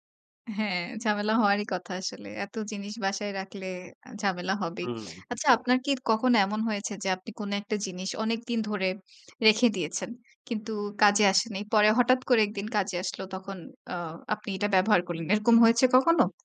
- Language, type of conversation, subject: Bengali, podcast, ব্যবহৃত জিনিসপত্র আপনি কীভাবে আবার কাজে লাগান, আর আপনার কৌশলগুলো কী?
- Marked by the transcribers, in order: none